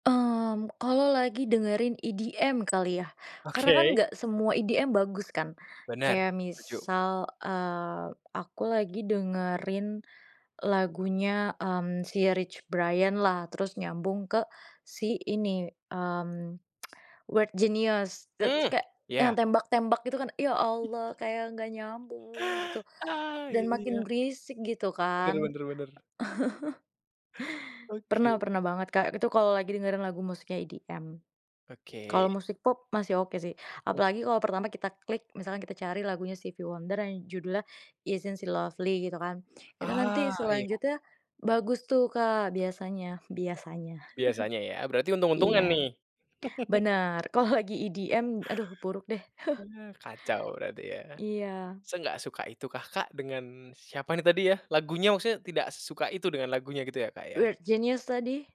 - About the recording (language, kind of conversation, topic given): Indonesian, podcast, Bagaimana musik membantu kamu melewati masa sulit?
- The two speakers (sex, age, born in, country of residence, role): female, 25-29, Indonesia, Indonesia, guest; male, 20-24, Indonesia, Indonesia, host
- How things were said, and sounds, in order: tsk; tapping; other background noise; laugh; chuckle; laugh; chuckle